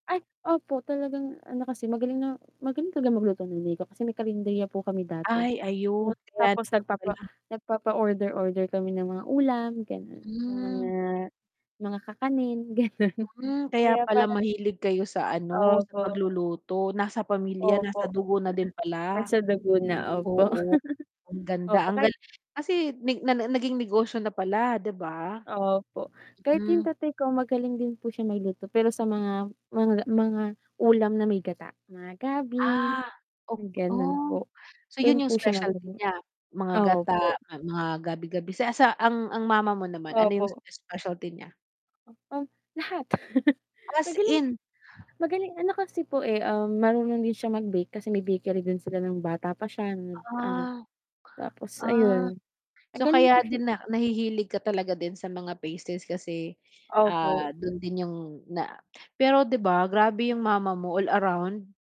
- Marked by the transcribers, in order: static; distorted speech; laughing while speaking: "ganon"; other noise; tapping; chuckle; chuckle; mechanical hum
- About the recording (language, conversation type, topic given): Filipino, unstructured, Ano ang unang pagkain na natutunan mong lutuin?